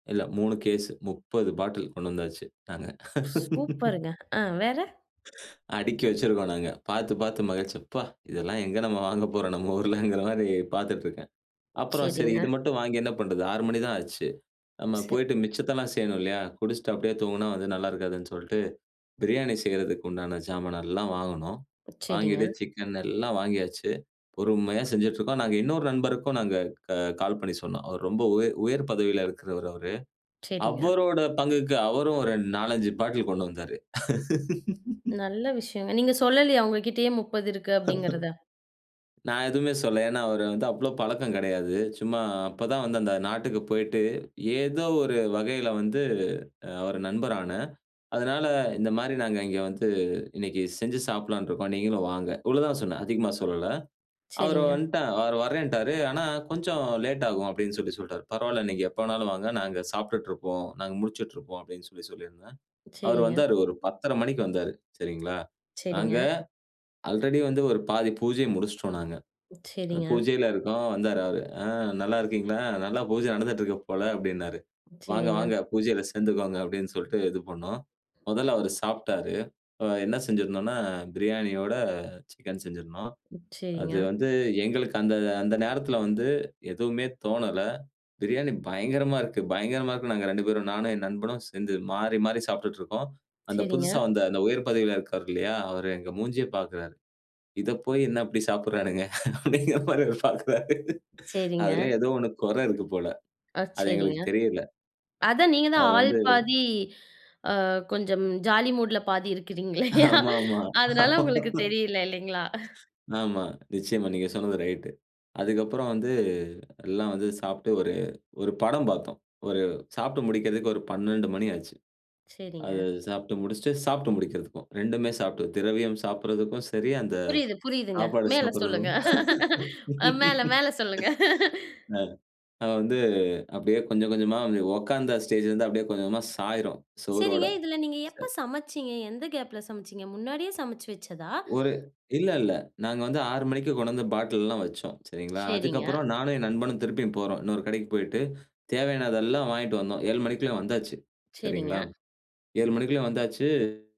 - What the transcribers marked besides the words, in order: in English: "கேஸ்"; other noise; shush; chuckle; laugh; laugh; in English: "ஆல்ரெடி"; laughing while speaking: "சாப்பிடுறானுங்க அப்படிங்கிற மாதிரி பார்க்கிறாரு"; laughing while speaking: "இருக்கிறீங்கலே, அதனால உங்களுக்கு தெரியல இல்லைங்களா?"; laughing while speaking: "ஆமா, ஆமா. ஆமா"; laughing while speaking: "மேல சொல்லுங்க. அ மேல மேல சொல்லுங்க"; laugh; in English: "ஸ்டேஜ்ல"; in English: "கேப்ல"
- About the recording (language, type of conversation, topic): Tamil, podcast, ஒரு கஷ்டமான நாளுக்குப் பிறகு மனசுக்கு ஆறுதலாக நீங்கள் பொதுவாக என்ன சமைத்து சாப்பிடுவீர்கள்?